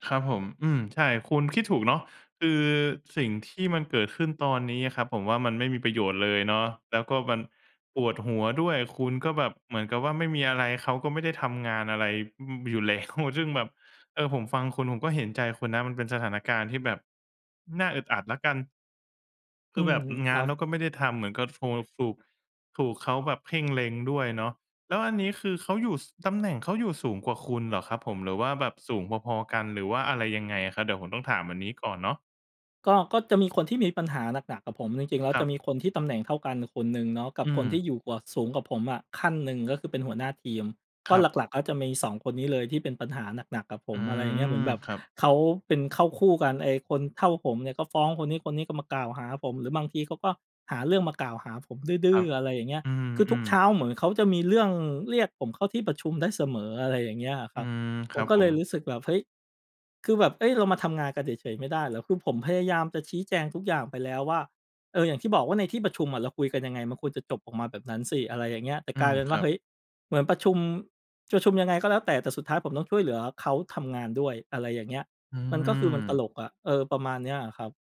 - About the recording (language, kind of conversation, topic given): Thai, advice, คุณควรทำอย่างไรเมื่อเจ้านายจุกจิกและไว้ใจไม่ได้เวลามอบหมายงาน?
- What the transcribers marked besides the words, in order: laughing while speaking: "แล้ว"; tapping